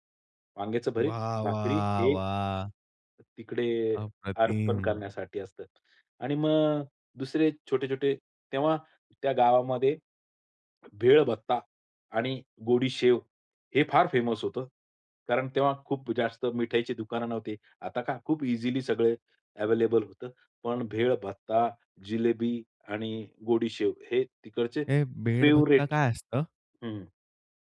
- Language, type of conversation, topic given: Marathi, podcast, स्थानिक सणातला तुझा आवडता, विसरता न येणारा अनुभव कोणता होता?
- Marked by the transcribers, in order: put-on voice: "वाह, वाह, वाह!"; tapping; other noise; in English: "फेमस"; in English: "फेवरेट"